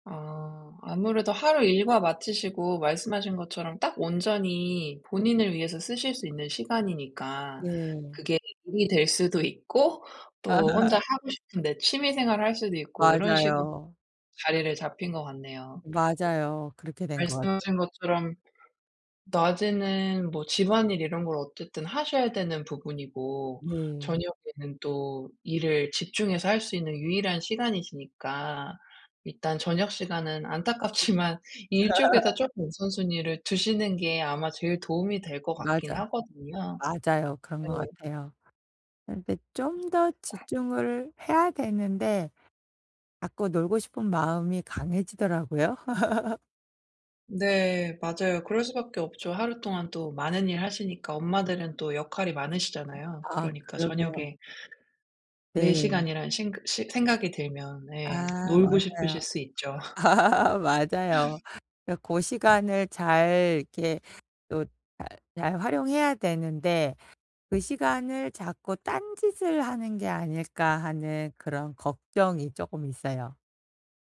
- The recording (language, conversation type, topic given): Korean, advice, 집중을 방해하는 작업 환경을 어떻게 바꾸면 공부나 일에 더 집중할 수 있을까요?
- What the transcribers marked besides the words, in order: laugh; laughing while speaking: "안타깝지만"; laugh; other background noise; laugh; tapping; laugh